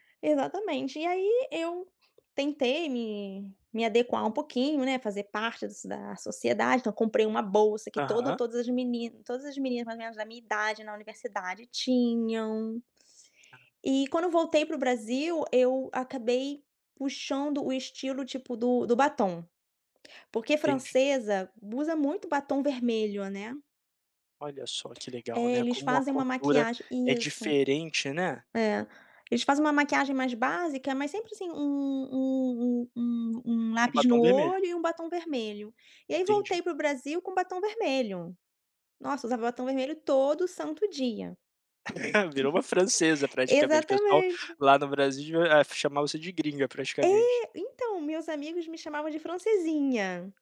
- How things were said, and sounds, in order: tapping; other background noise; laughing while speaking: "Virou uma francesa praticamente"; chuckle
- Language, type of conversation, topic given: Portuguese, podcast, Como o seu estilo mudou ao longo do tempo?